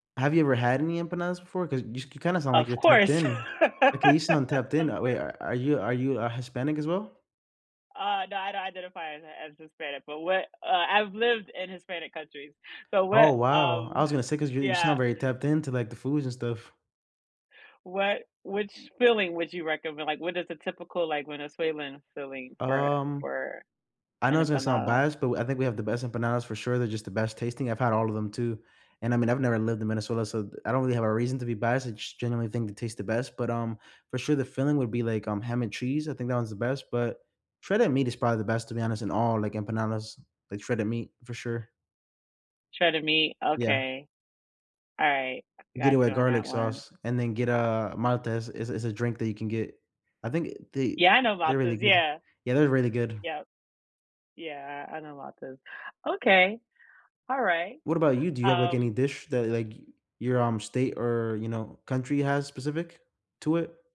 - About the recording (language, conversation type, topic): English, unstructured, What is the best hidden gem in your hometown, why is it special to you, and how did you discover it?
- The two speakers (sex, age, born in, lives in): female, 35-39, United States, United States; male, 25-29, United States, United States
- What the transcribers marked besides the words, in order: laugh; other background noise; tapping